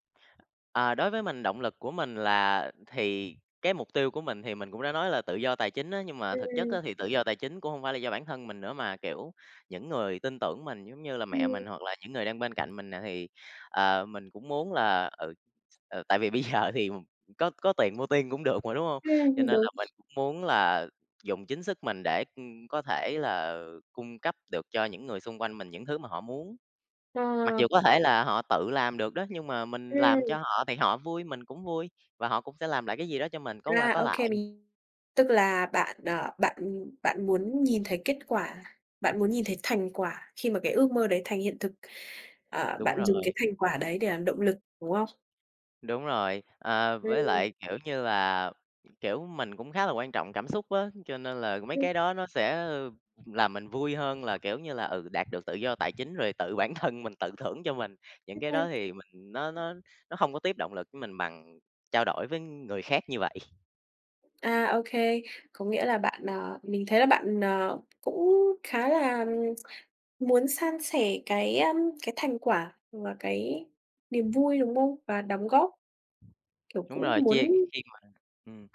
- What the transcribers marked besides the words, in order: tapping; other background noise; laughing while speaking: "giờ"; unintelligible speech; laughing while speaking: "vậy"
- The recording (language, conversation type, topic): Vietnamese, unstructured, Bạn làm thế nào để biến ước mơ thành những hành động cụ thể và thực tế?
- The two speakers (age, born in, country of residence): 20-24, Vietnam, Vietnam; 25-29, Vietnam, Vietnam